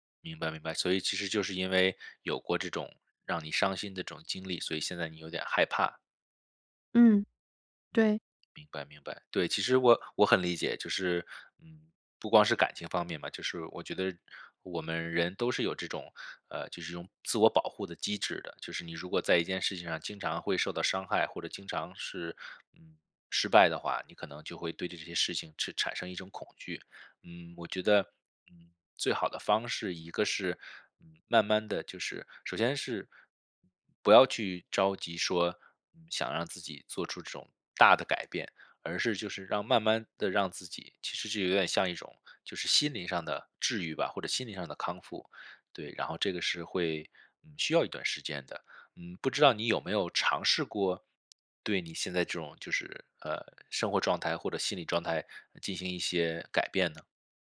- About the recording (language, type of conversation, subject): Chinese, advice, 为什么我无法重新找回对爱好和生活的兴趣？
- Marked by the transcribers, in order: none